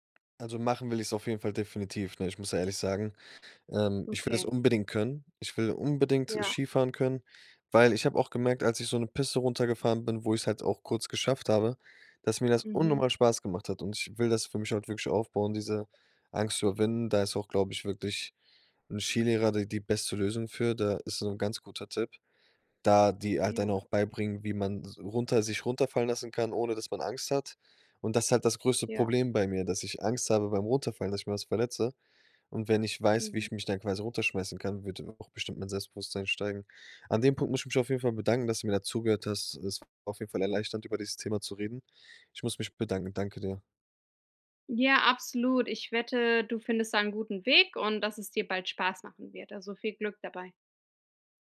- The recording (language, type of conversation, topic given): German, advice, Wie kann ich meine Reiseängste vor neuen Orten überwinden?
- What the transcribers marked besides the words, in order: stressed: "unnormal"; other background noise; anticipating: "Weg"